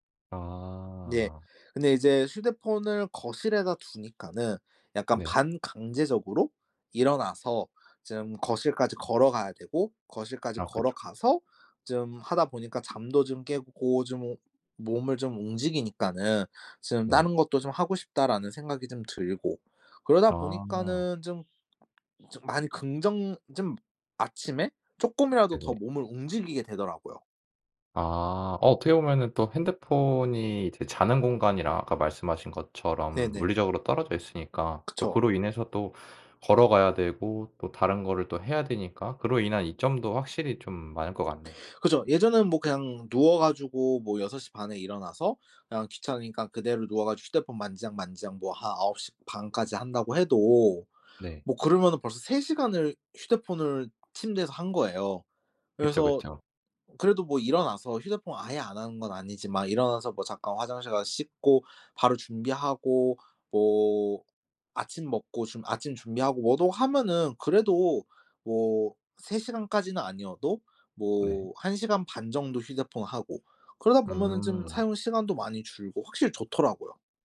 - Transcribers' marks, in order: tapping; swallow; other background noise
- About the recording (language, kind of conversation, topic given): Korean, podcast, 휴대폰 사용하는 습관을 줄이려면 어떻게 하면 좋을까요?